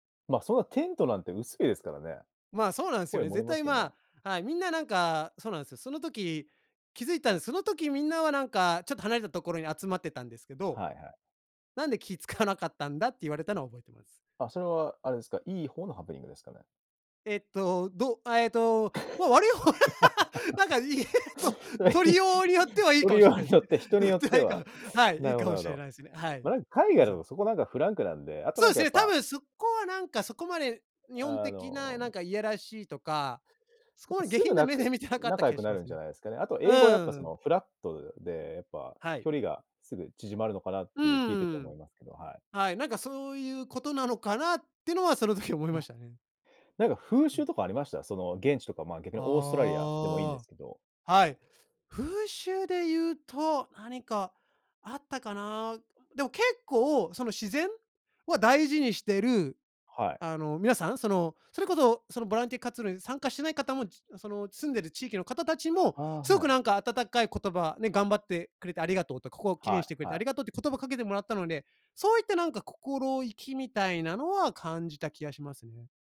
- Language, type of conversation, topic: Japanese, podcast, 好奇心に導かれて訪れた場所について、どんな体験をしましたか？
- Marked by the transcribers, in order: laugh; laughing while speaking: "それひ 取りようによって、人によっては"; laughing while speaking: "悪い方、 なんか、い と 取り … れないですね"; joyful: "悪い方、 なんか、い と 取り … ね。のってないか"; laugh; laughing while speaking: "そこまで下品な目で見てなかった気はしますね"; laughing while speaking: "その時思いましたね"; other noise